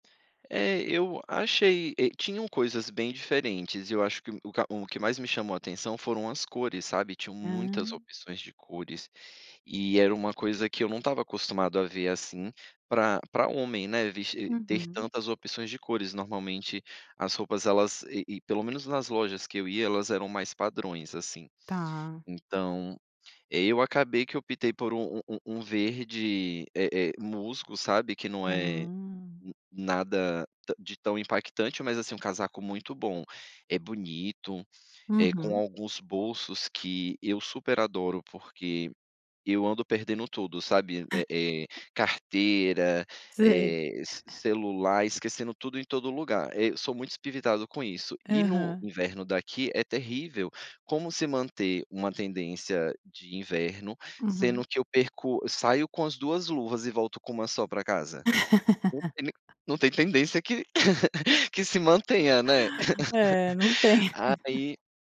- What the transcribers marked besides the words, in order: laugh; laugh; laugh; laugh
- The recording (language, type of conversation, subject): Portuguese, podcast, Como adaptar tendências sem perder a sua identidade?